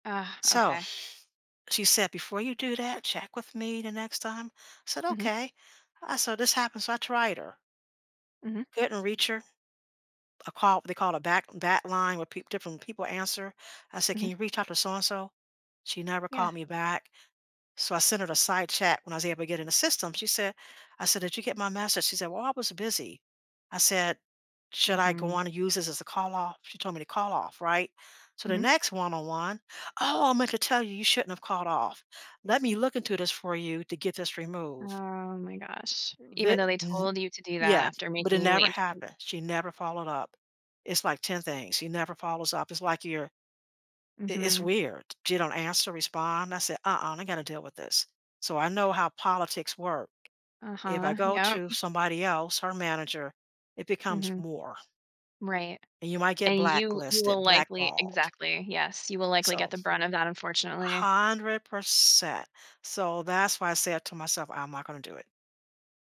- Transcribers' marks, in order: sigh; other background noise; tapping
- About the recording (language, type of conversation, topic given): English, advice, How do I manage burnout and feel more energized at work?
- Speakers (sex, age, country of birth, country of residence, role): female, 40-44, United States, United States, advisor; female, 65-69, United States, United States, user